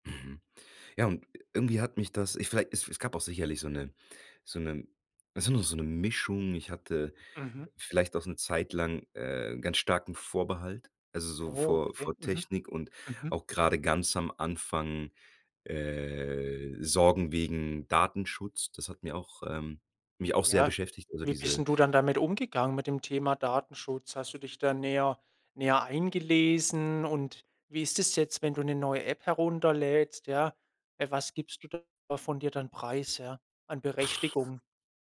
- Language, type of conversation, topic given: German, podcast, Hand aufs Herz, wie wichtig sind dir Likes und Follower?
- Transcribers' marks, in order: other noise